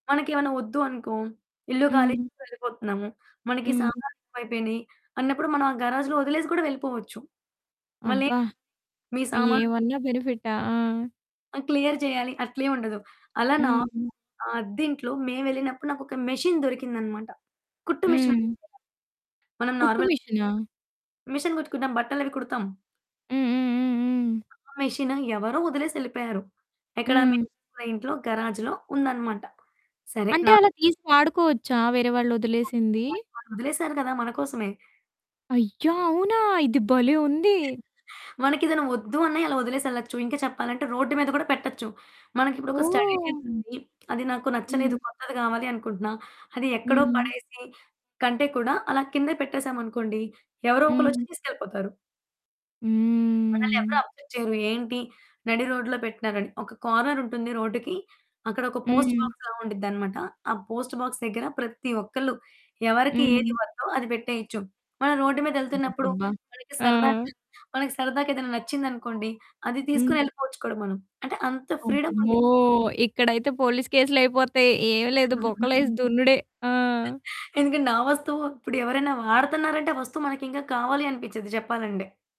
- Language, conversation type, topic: Telugu, podcast, ఇల్లు కొనాలా లేక అద్దెకు ఉండాలా అనే నిర్ణయం తీసుకునేటప్పుడు మీరు ఏ విషయాలపై దృష్టి పెడతారు?
- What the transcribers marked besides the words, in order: static; other background noise; in English: "క్లియర్"; distorted speech; in English: "మెషిన్"; in English: "మెషిన్"; in English: "నార్మల్ మెషిన్"; unintelligible speech; chuckle; in English: "స్టడీ"; drawn out: "హ్మ్"; in English: "అబ్జర్వ్"; in English: "పోస్ట్‌బాక్స్‌లా"; in English: "పోస్ట్‌బాక్స్"; in English: "ఫ్రీడమ్"; chuckle; laughing while speaking: "ఎందుకంటే నా వస్తువు"